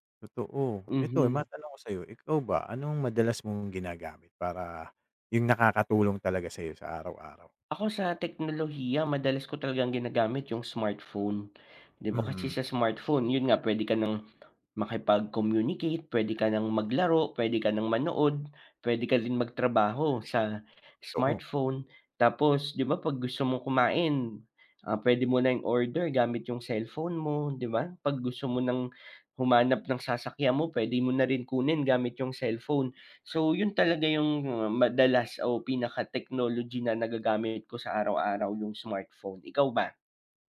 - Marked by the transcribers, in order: tapping
- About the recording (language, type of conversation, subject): Filipino, unstructured, Paano mo gagamitin ang teknolohiya para mapadali ang buhay mo?